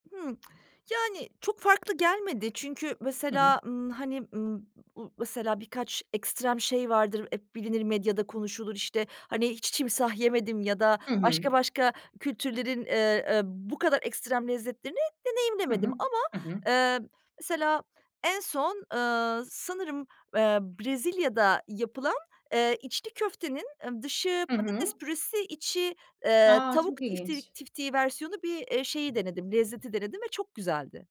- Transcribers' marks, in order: other background noise
- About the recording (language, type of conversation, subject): Turkish, podcast, Yerel yemekleri denemeye nasıl karar verirsin, hiç çekinir misin?